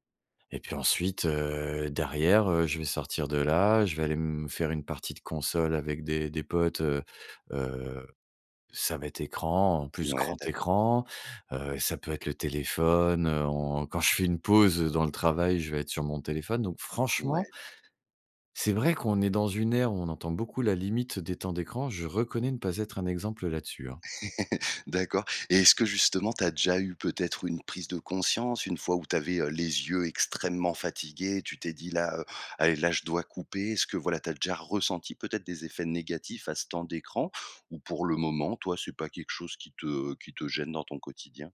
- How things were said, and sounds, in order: other background noise; chuckle
- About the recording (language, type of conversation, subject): French, podcast, Comment gères-tu concrètement ton temps d’écran ?